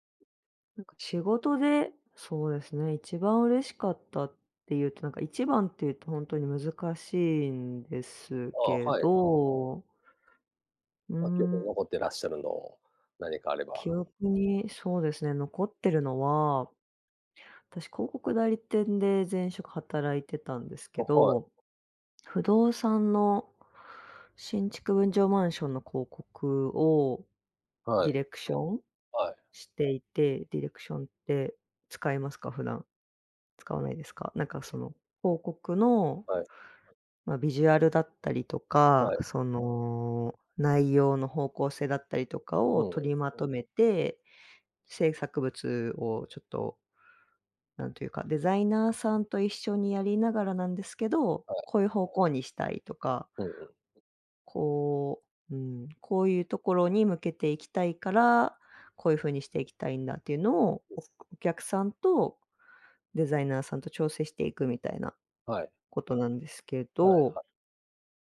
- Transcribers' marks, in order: background speech; other background noise; tapping
- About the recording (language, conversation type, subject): Japanese, unstructured, 仕事で一番嬉しかった経験は何ですか？